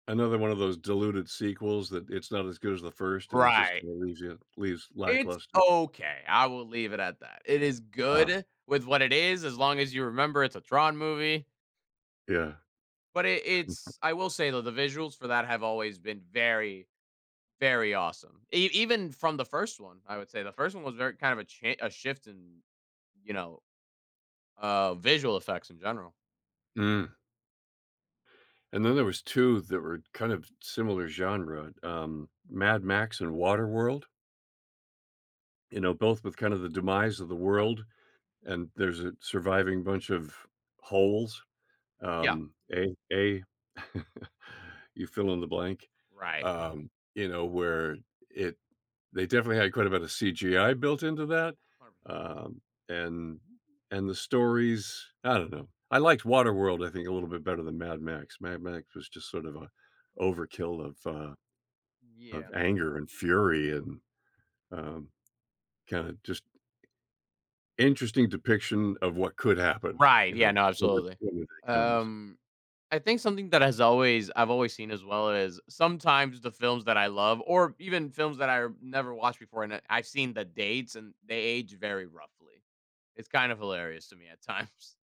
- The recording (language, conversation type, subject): English, unstructured, How should I weigh visual effects versus storytelling and acting?
- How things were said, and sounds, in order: stressed: "okay"; chuckle; other background noise; chuckle; tapping; laughing while speaking: "times"